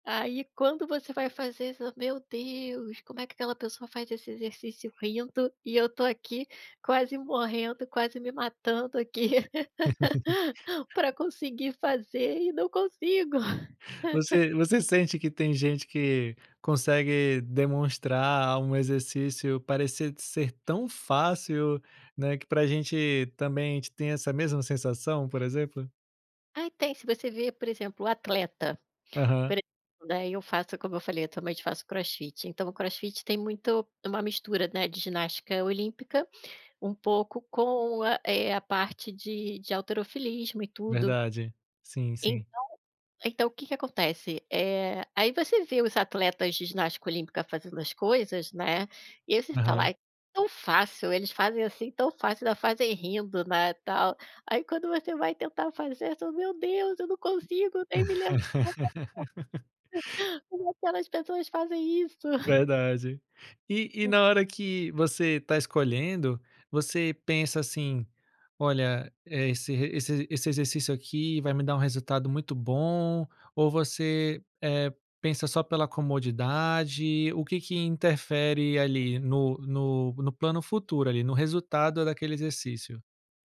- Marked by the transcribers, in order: tapping; laugh; laugh; laugh; unintelligible speech; laugh; unintelligible speech; other noise
- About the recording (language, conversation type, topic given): Portuguese, podcast, Como você escolhe exercícios que realmente gosta de fazer?